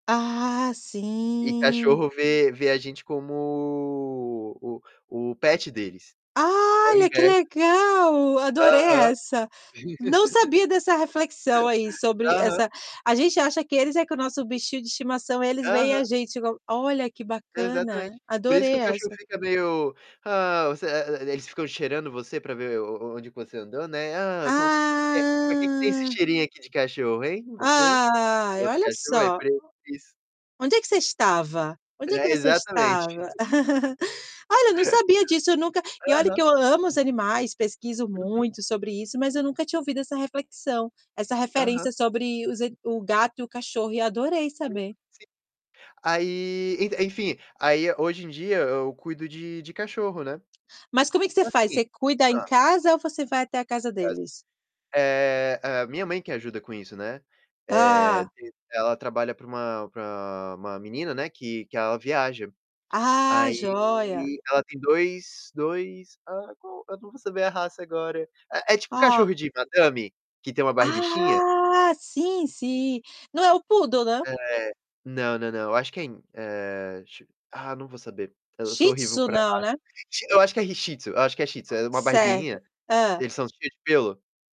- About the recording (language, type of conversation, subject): Portuguese, unstructured, Qual é a lembrança mais feliz que você tem com um animal?
- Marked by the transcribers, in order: drawn out: "sim"; drawn out: "como"; laugh; static; drawn out: "Ah"; drawn out: "Ai"; other background noise; chuckle; laugh; distorted speech; tapping; drawn out: "Ah"